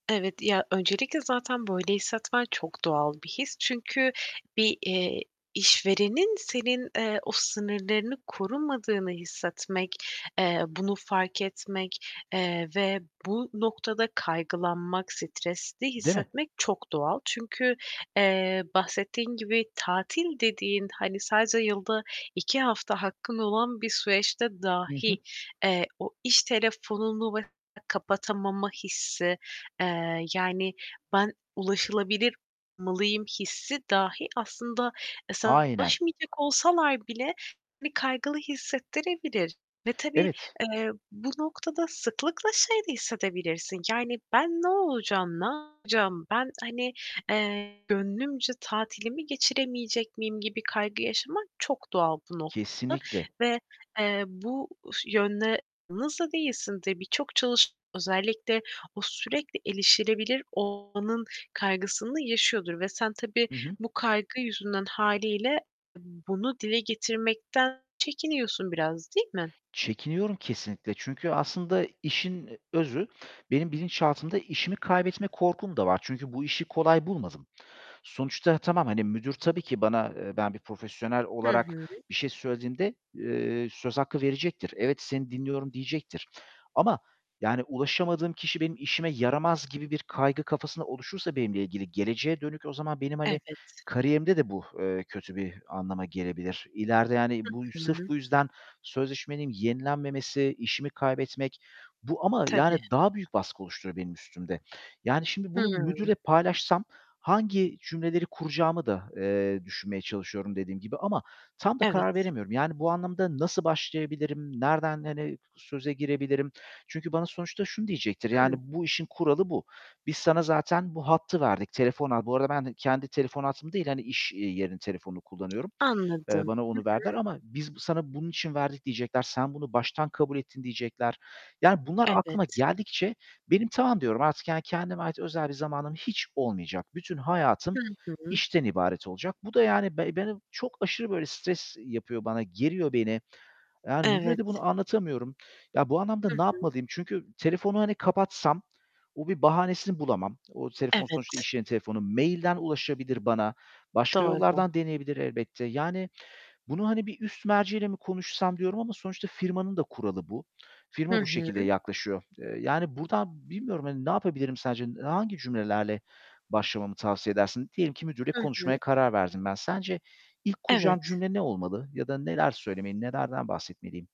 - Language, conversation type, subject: Turkish, advice, İş ve özel hayatın arasında sınır koymakta zorlanıp kendini sürekli erişilebilir hissetmenin nedenleri neler?
- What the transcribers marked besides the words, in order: static; tapping; other noise; distorted speech; other background noise; unintelligible speech; unintelligible speech